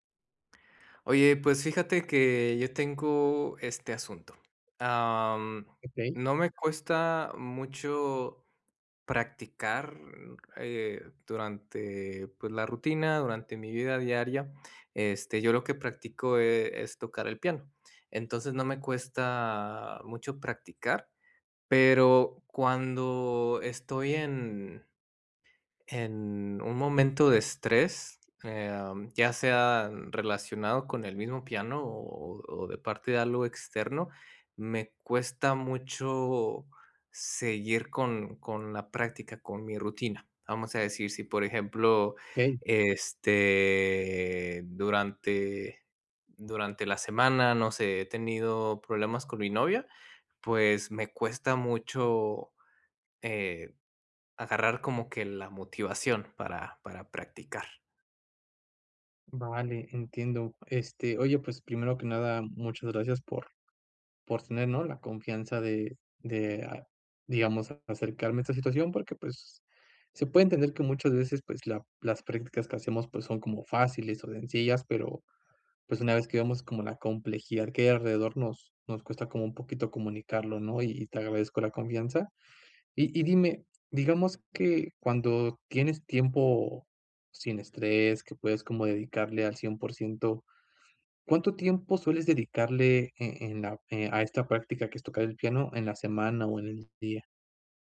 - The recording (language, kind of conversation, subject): Spanish, advice, ¿Cómo puedo mantener mi práctica cuando estoy muy estresado?
- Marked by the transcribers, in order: other background noise